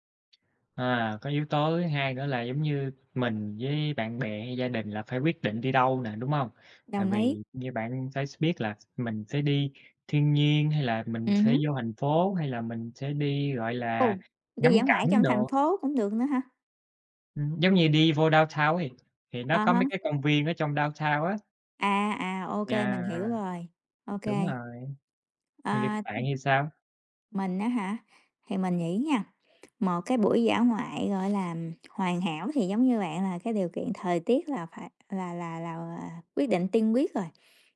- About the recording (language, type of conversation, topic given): Vietnamese, unstructured, Làm thế nào để bạn tổ chức một buổi dã ngoại hoàn hảo?
- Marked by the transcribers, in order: tapping; other background noise; in English: "downtown"; in English: "downtown"; unintelligible speech; unintelligible speech